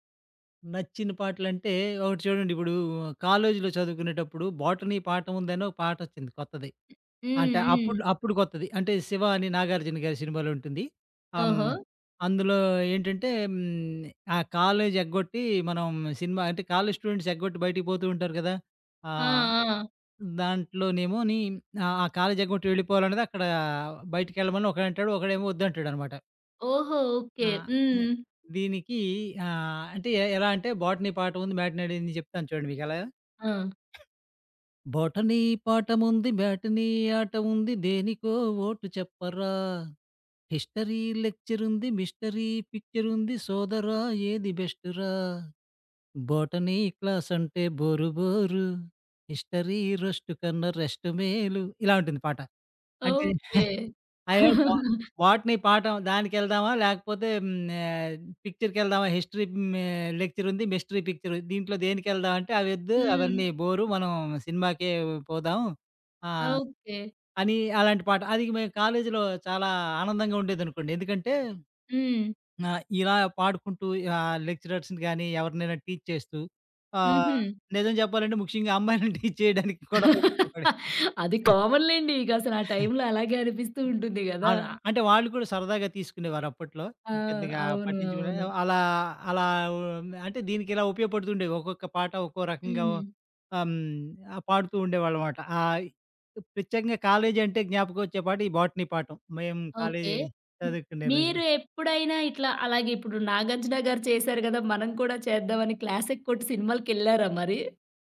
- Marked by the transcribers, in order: tapping; in English: "స్టూడెంట్స్"; cough; singing: "బోటనీ పాఠముంది, మ్యాటనీ ఆట ఉంది … కన్నా రెష్టు మేలు"; in English: "బోటనీ"; in English: "మ్యాటనీ"; in English: "హిస్టరీ"; in English: "మిస్టరీ"; in English: "బోటనీ"; in English: "హిస్టరీ"; giggle; in English: "బా బొటనీ"; in English: "పిక్చర్‌కెళ్దామా? హిస్టరీ"; giggle; in English: "మిస్టరీ"; in English: "లెక్చరర్స్‌ని"; in English: "టీజ్"; laughing while speaking: "టీజ్ చేయడానికి కూడా ఉపయోగపడింది"; in English: "టీజ్"; laugh; in English: "కామన్"; giggle; in English: "బోటనీ"
- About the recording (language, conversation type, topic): Telugu, podcast, పాత పాట వింటే గుర్తుకు వచ్చే ఒక్క జ్ఞాపకం ఏది?